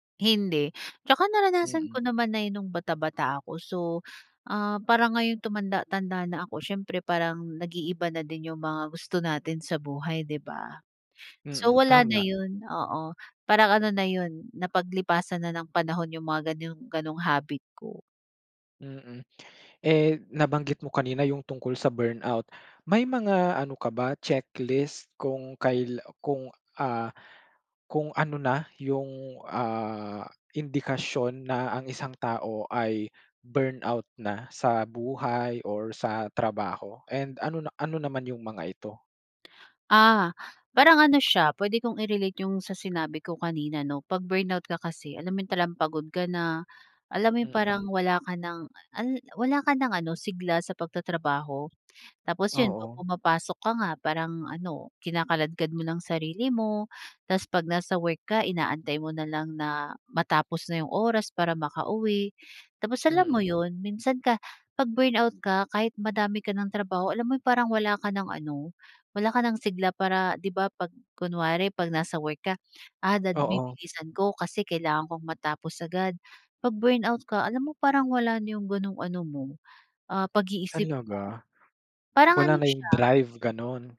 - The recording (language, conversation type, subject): Filipino, podcast, Anong simpleng nakagawian ang may pinakamalaking epekto sa iyo?
- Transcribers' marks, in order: tapping; other background noise; in English: "burnout"; in English: "burnout"; in English: "burnout"; in English: "burnout"